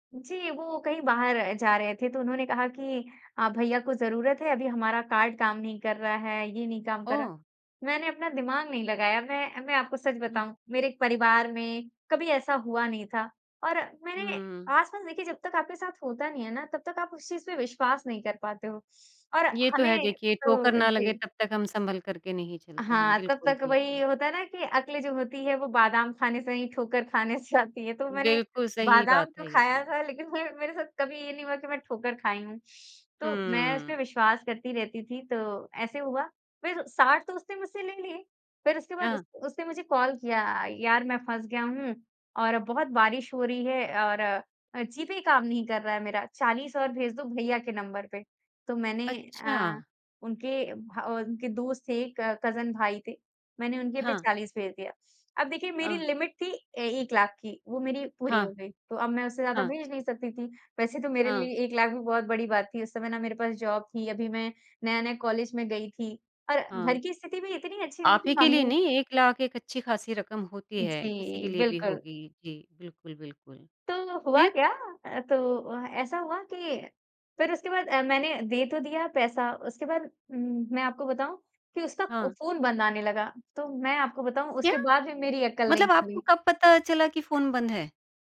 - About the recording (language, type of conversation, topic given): Hindi, podcast, आपने जीवन में सबसे बड़ा सबक कब सीखा?
- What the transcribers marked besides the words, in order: laughing while speaking: "आती है"; in English: "कजिन"; in English: "लिमिट"; in English: "जॉब"; other background noise